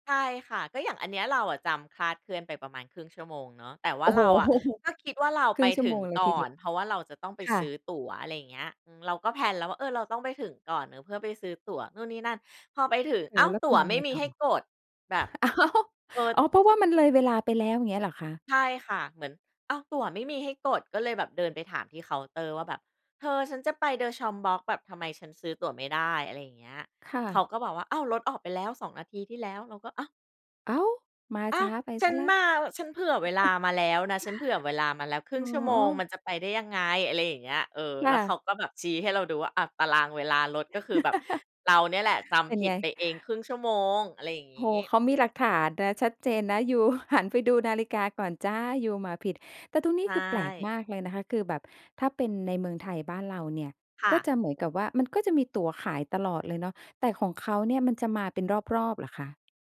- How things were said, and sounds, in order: laughing while speaking: "โอ้โฮ !"; tapping; laughing while speaking: "อ้าว !"; chuckle; laugh
- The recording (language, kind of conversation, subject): Thai, podcast, ตอนที่หลงทาง คุณรู้สึกกลัวหรือสนุกมากกว่ากัน เพราะอะไร?